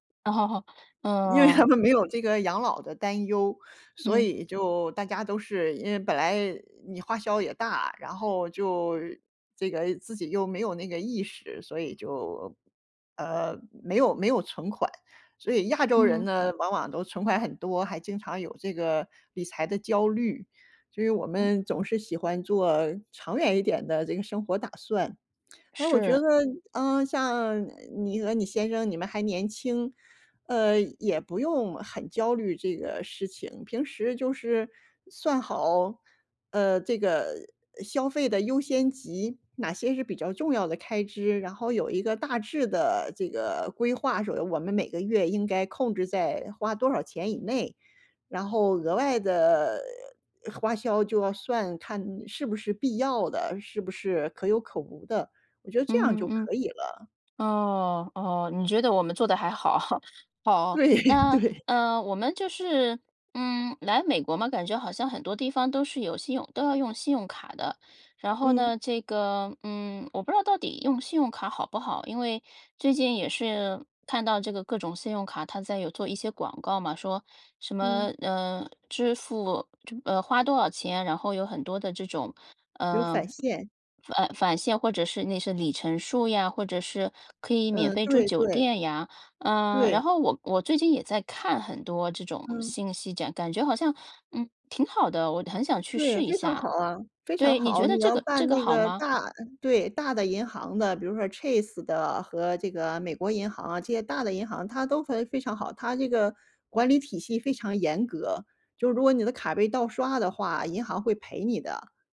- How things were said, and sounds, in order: laughing while speaking: "哦"; laughing while speaking: "他们"; laughing while speaking: "对， 对"; other background noise
- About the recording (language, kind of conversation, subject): Chinese, advice, 我收到一张突发账单却不知道该怎么应付，该怎么办？